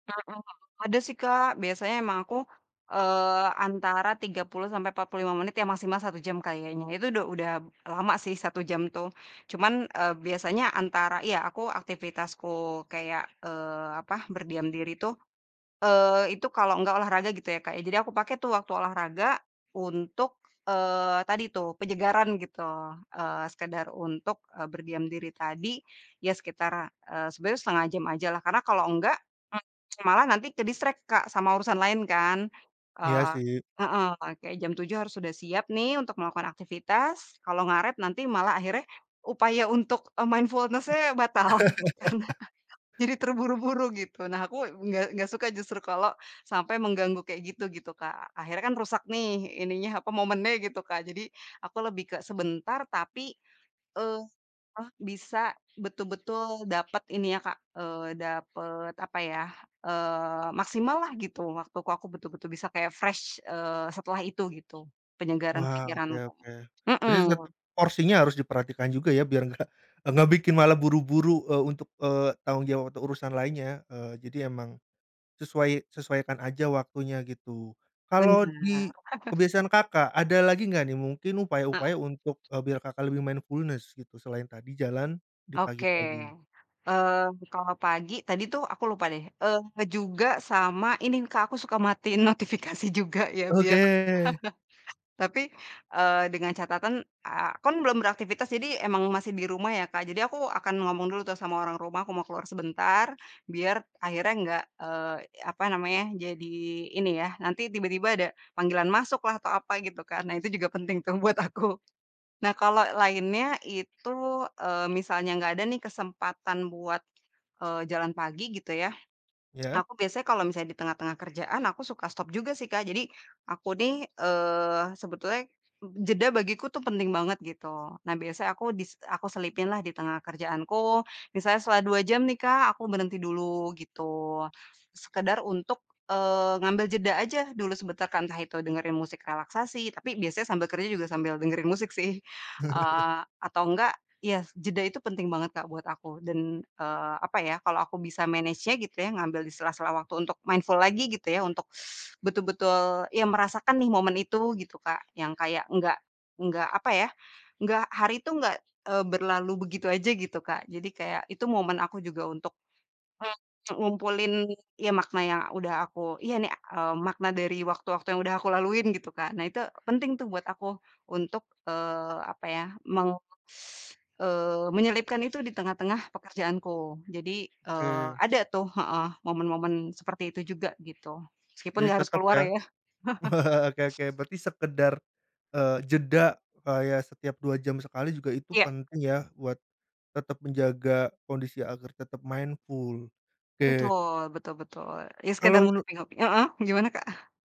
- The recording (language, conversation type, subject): Indonesian, podcast, Apa rutinitas kecil yang membuat kamu lebih sadar diri setiap hari?
- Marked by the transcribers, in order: other background noise; in English: "ke-distract"; laugh; in English: "mindfulness-nya"; laughing while speaking: "batal, karena"; in English: "fresh"; laughing while speaking: "enggak"; laugh; in English: "mindfulness"; laughing while speaking: "notifikasi"; laugh; laughing while speaking: "buat aku"; tapping; laugh; in English: "manage-nya"; in English: "mindful"; teeth sucking; teeth sucking; laugh; in English: "mindful"; unintelligible speech